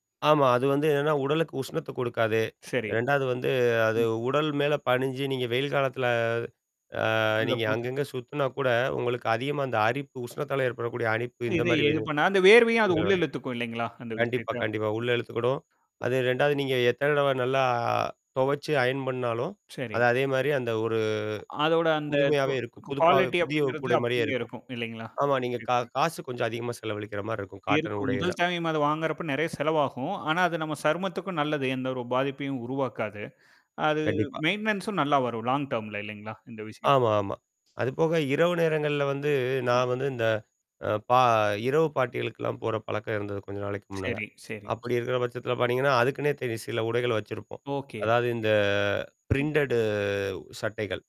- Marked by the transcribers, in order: mechanical hum; distorted speech; other noise; "அரிப்பு" said as "அணிப்பு"; unintelligible speech; in English: "அயர்ன்"; in English: "குவாலிட்டி"; "உடை" said as "கூடை"; other background noise; static; background speech; in English: "மெயின்டனன்ஸும்"; in English: "லாங் டேர்ம்ல"; tapping; in English: "பிரிண்டட்"
- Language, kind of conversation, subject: Tamil, podcast, சமூக நிகழ்ச்சிக்கான உடையை நீங்கள் எப்படி தேர்வு செய்வீர்கள்?